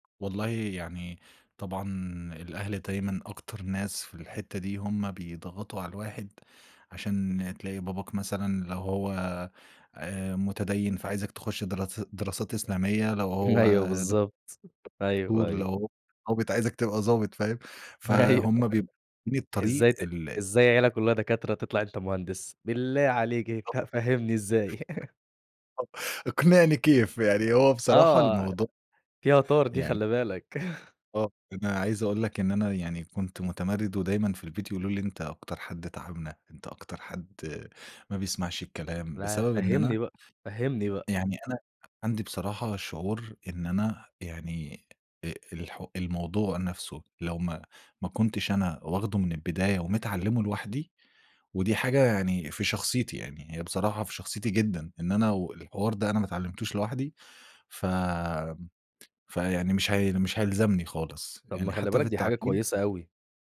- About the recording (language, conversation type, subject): Arabic, podcast, إزاي تعرف إذا هدفك طالع من جواك ولا مفروض عليك من برّه؟
- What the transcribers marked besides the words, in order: laughing while speaking: "أيوه"; tapping; other background noise; laughing while speaking: "أيوة"; chuckle; laugh; unintelligible speech; chuckle